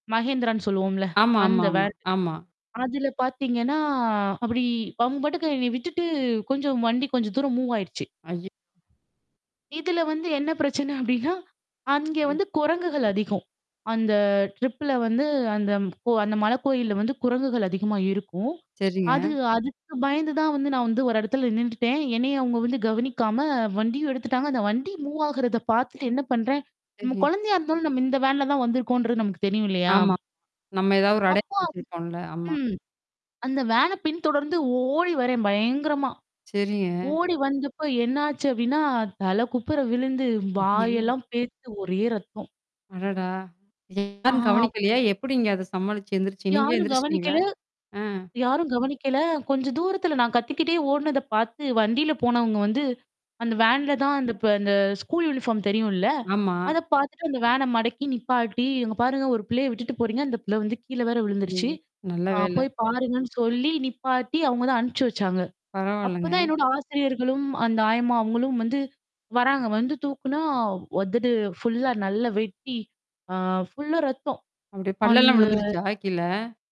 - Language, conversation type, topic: Tamil, podcast, பயணத்தில் நீங்கள் தொலைந்து போன அனுபவத்தை ஒரு கதையாகப் பகிர முடியுமா?
- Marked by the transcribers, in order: static; other background noise; other noise; drawn out: "பாத்தீங்கன்னா"; tapping; in English: "மூவ்"; laughing while speaking: "பிரச்சனை அப்படின்னா"; mechanical hum; in English: "ட்ரிப்ல"; in English: "மூவ்"; unintelligible speech; distorted speech; drawn out: "ஓடி"; in English: "ஃபுல்லா"; in English: "ஃபுல்லா"